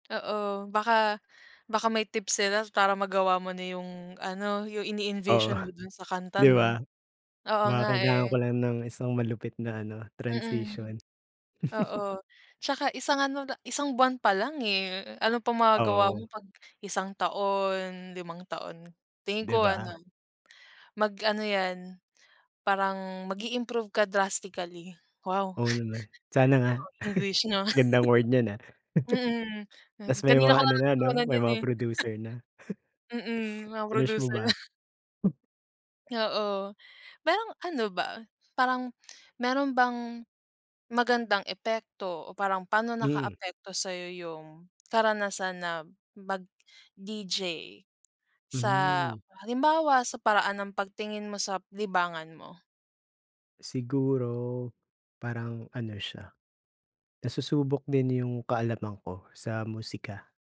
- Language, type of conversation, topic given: Filipino, unstructured, Ano ang pinaka-nakakatuwang nangyari sa iyo habang ginagawa mo ang paborito mong libangan?
- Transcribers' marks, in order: scoff; chuckle; in English: "drastically"; scoff; chuckle; chuckle; scoff; other background noise